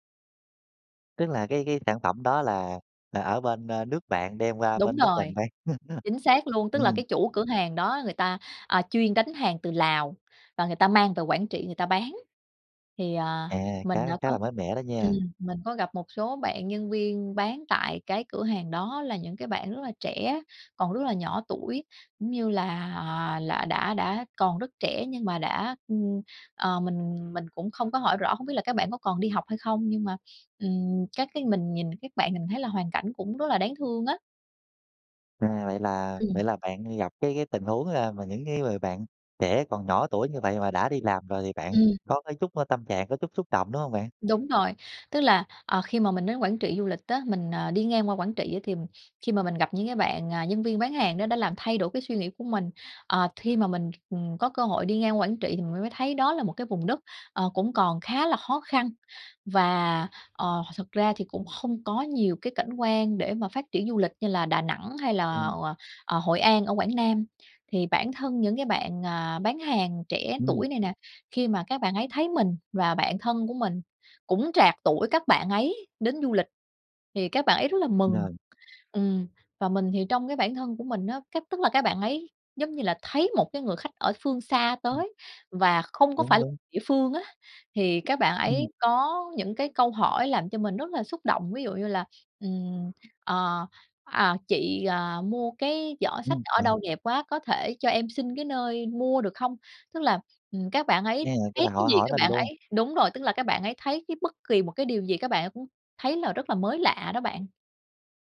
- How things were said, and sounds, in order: chuckle; tapping
- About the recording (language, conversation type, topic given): Vietnamese, podcast, Bạn có thể kể về một chuyến đi đã khiến bạn thay đổi rõ rệt nhất không?